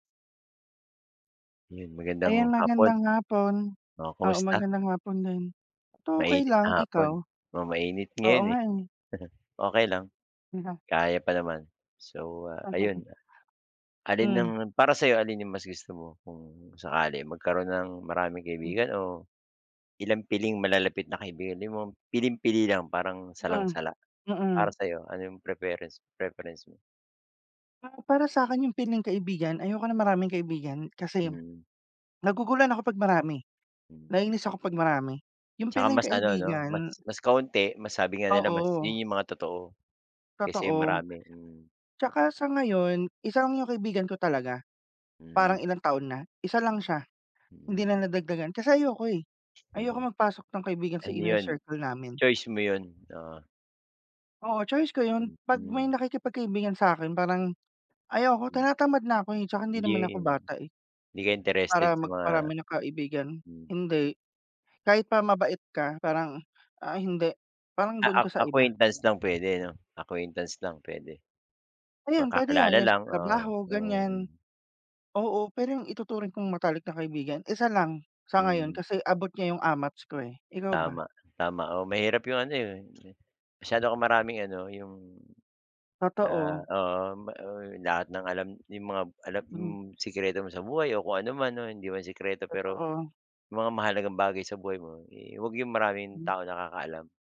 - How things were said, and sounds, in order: chuckle; unintelligible speech; chuckle; other background noise
- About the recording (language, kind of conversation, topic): Filipino, unstructured, Alin ang mas gusto mo: magkaroon ng maraming kaibigan o magkaroon ng iilan lamang na malalapit na kaibigan?